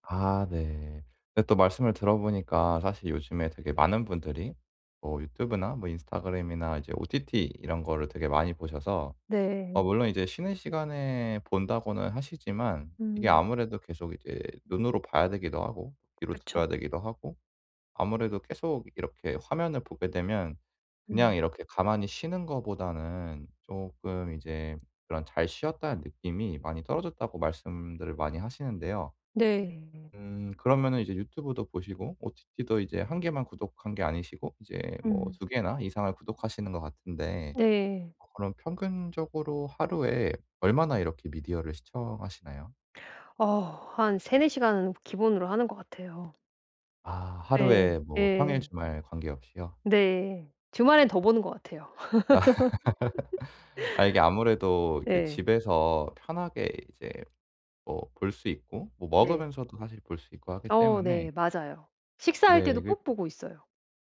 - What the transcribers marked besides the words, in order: other background noise; tapping; laugh; laugh
- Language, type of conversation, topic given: Korean, advice, 디지털 미디어 때문에 집에서 쉴 시간이 줄었는데, 어떻게 하면 여유를 되찾을 수 있을까요?